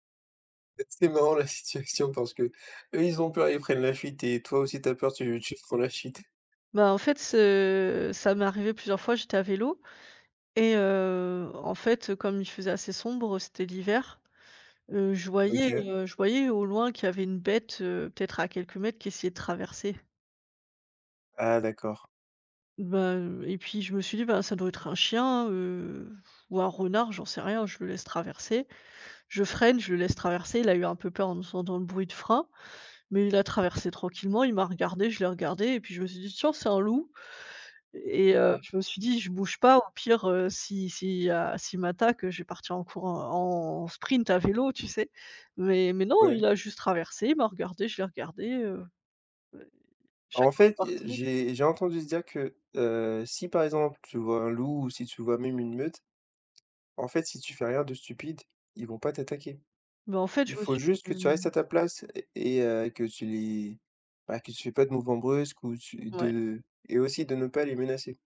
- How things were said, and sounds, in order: tapping
- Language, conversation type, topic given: French, unstructured, Qu’est-ce qui vous met en colère face à la chasse illégale ?